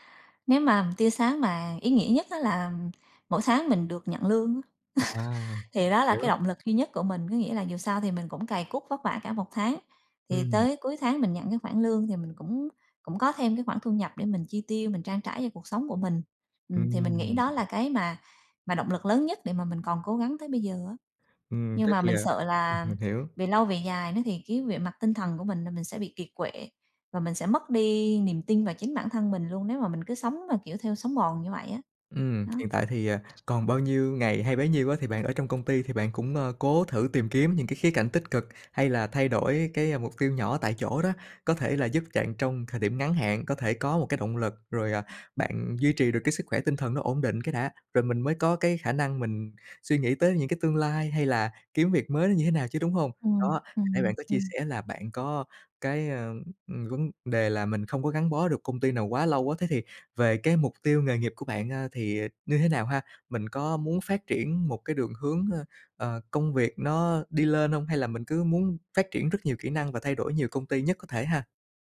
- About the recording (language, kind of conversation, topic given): Vietnamese, advice, Mình muốn nghỉ việc nhưng lo lắng về tài chính và tương lai, mình nên làm gì?
- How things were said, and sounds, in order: laugh; tapping; tsk; other background noise